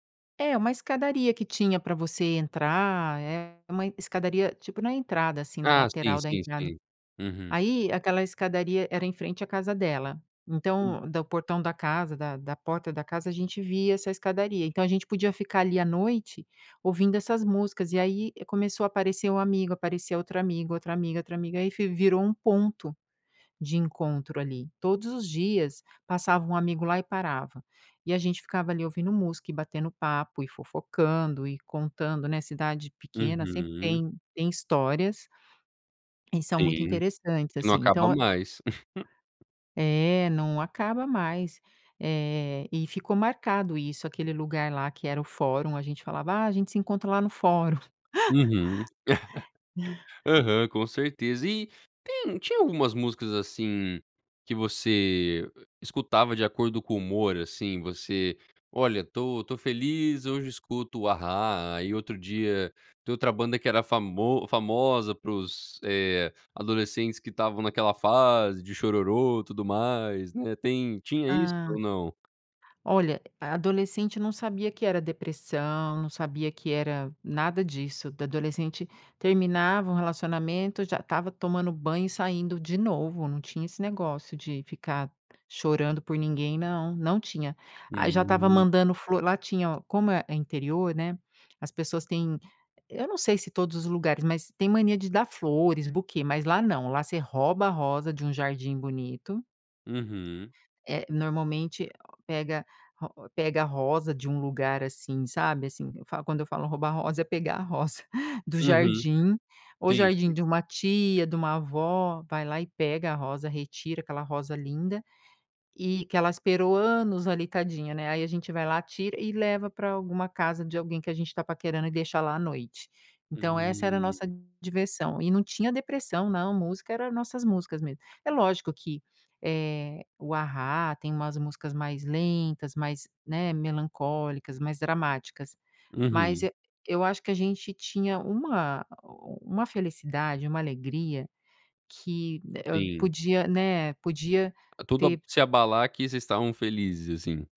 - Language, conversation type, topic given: Portuguese, podcast, Qual música antiga sempre te faz voltar no tempo?
- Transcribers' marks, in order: chuckle; tapping; chuckle; other noise; chuckle